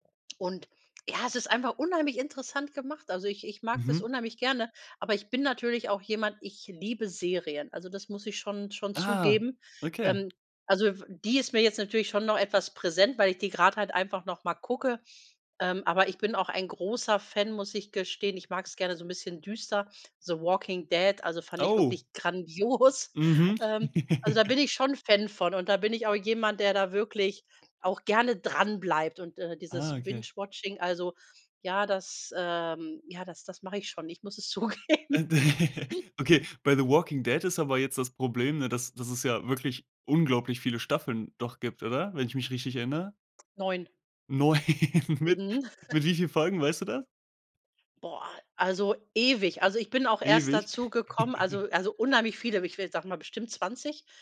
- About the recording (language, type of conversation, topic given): German, podcast, Welche Serie hat dich zuletzt richtig gefesselt, und warum?
- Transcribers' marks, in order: other background noise; surprised: "Oh"; chuckle; laughing while speaking: "grandios"; chuckle; laughing while speaking: "zugeben"; chuckle; laughing while speaking: "neun"; chuckle; chuckle